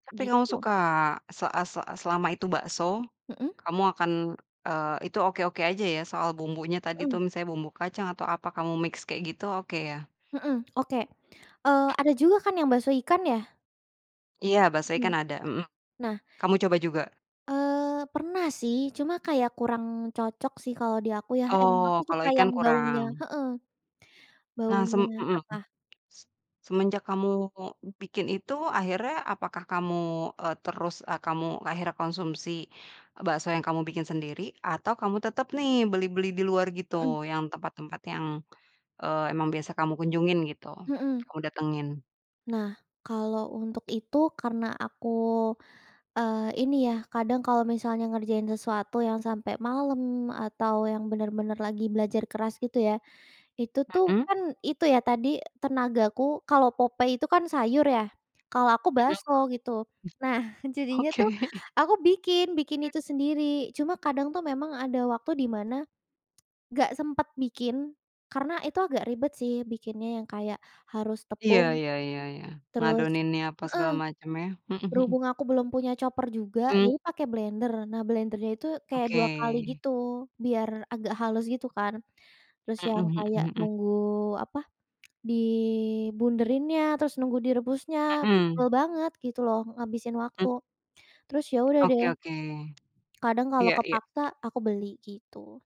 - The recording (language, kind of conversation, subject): Indonesian, podcast, Apa makanan sederhana yang selalu membuat kamu bahagia?
- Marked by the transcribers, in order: in English: "mix"; other background noise; tapping; other noise; laughing while speaking: "Oke"; in English: "chopper"